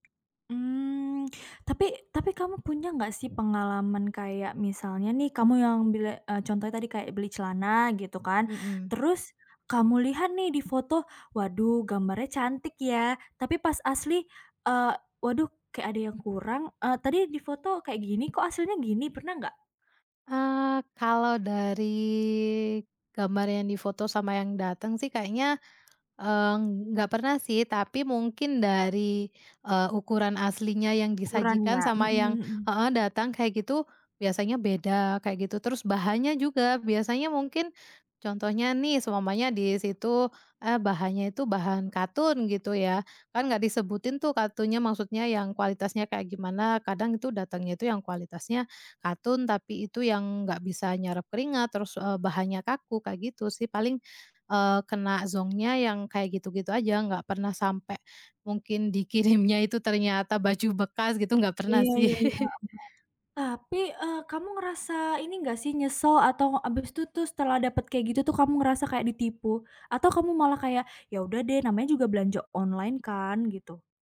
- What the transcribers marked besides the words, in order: tapping; laugh; in English: "online"
- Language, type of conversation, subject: Indonesian, podcast, Apa saja yang perlu dipertimbangkan sebelum berbelanja daring?
- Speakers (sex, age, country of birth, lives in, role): female, 20-24, Indonesia, Indonesia, host; female, 30-34, Indonesia, Indonesia, guest